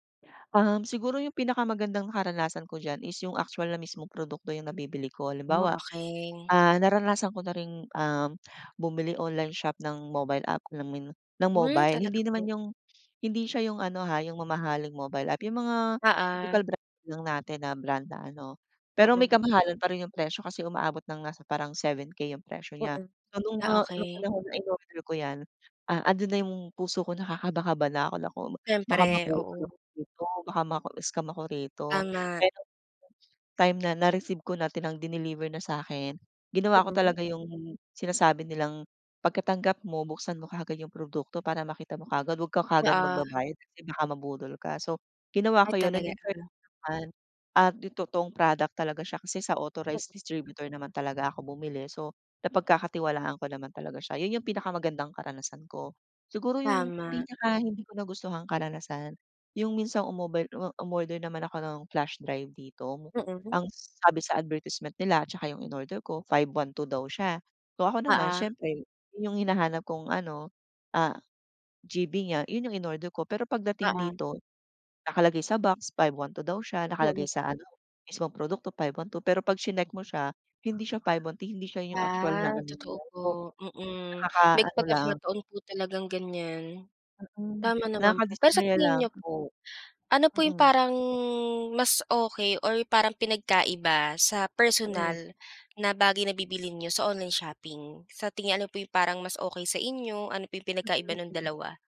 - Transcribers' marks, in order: fan; other background noise; dog barking; tapping
- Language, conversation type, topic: Filipino, podcast, Ano ang naging karanasan mo sa pamimili online?